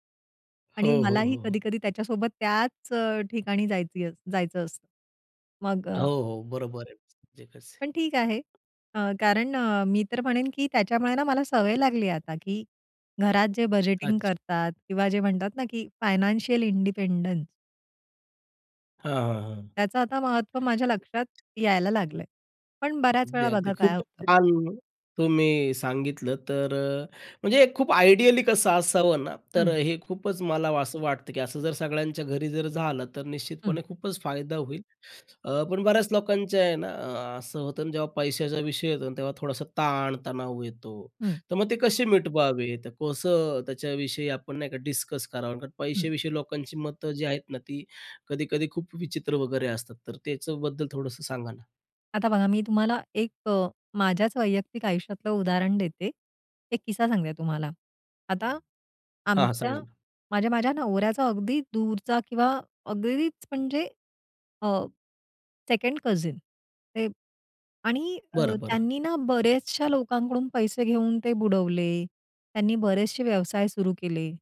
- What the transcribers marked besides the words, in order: tapping; in English: "फायनान्शियल इंडिपेंडन्स"; other background noise; in English: "आयडियली"; in English: "सेकंड कझिन"
- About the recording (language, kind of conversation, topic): Marathi, podcast, घरात आर्थिक निर्णय तुम्ही एकत्र कसे घेता?